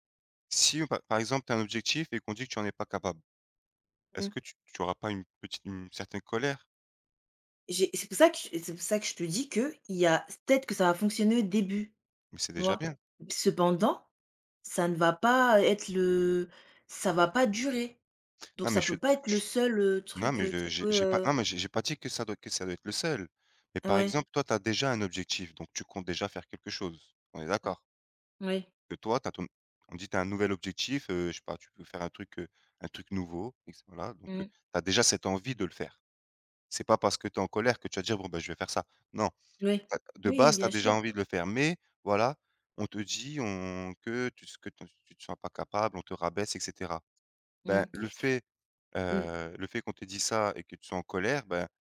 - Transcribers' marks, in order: other background noise; stressed: "seul"
- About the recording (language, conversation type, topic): French, unstructured, Penses-tu que la colère peut aider à atteindre un but ?